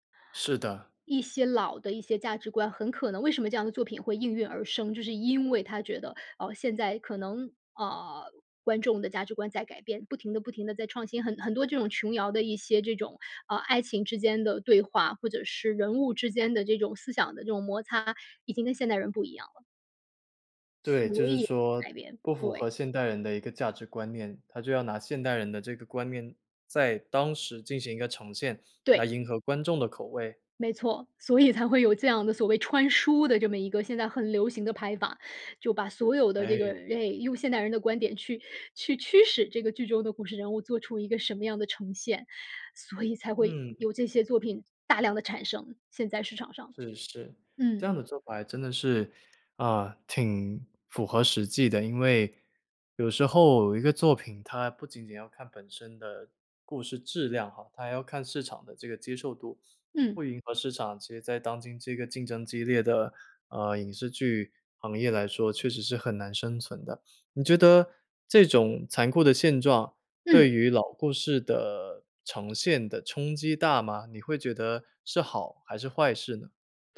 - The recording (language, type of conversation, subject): Chinese, podcast, 为什么老故事总会被一再翻拍和改编？
- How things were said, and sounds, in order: other background noise